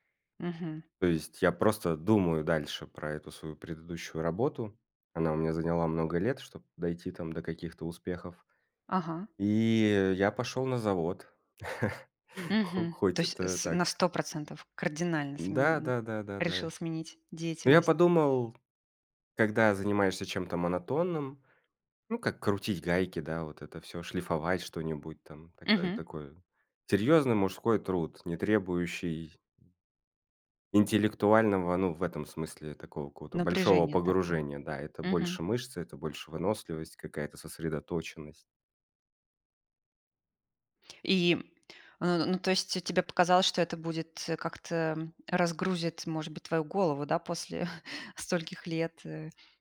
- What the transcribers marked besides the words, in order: chuckle; chuckle
- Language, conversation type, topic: Russian, podcast, Что для тебя важнее: деньги или удовольствие от работы?